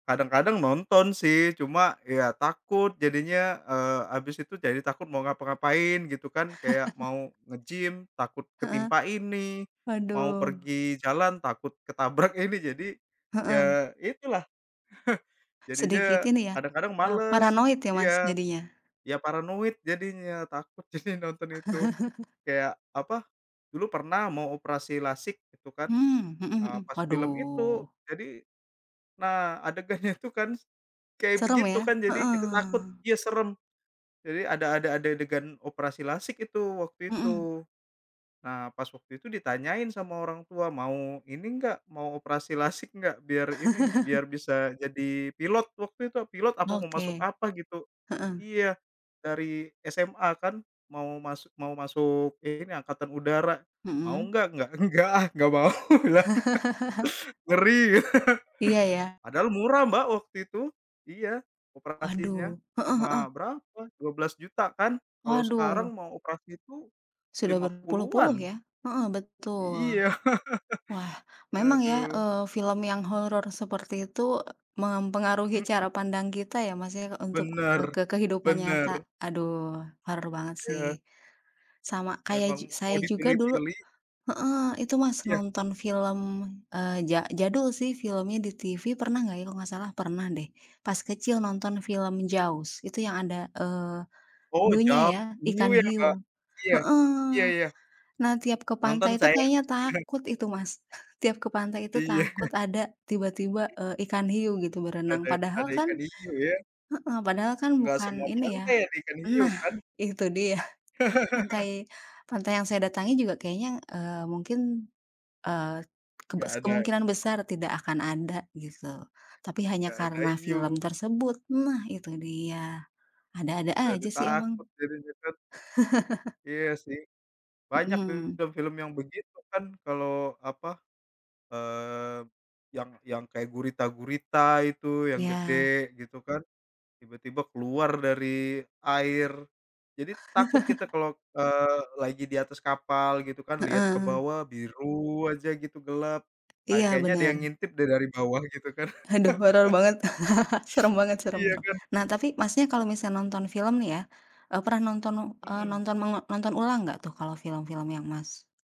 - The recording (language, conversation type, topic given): Indonesian, unstructured, Apa kenangan terindahmu tentang film favoritmu dulu?
- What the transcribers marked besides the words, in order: laugh; chuckle; laughing while speaking: "jadinya"; laugh; laughing while speaking: "adegannya"; laugh; other background noise; laugh; laughing while speaking: "kubilang"; laugh; laugh; chuckle; chuckle; laugh; laugh; laugh; tapping; laugh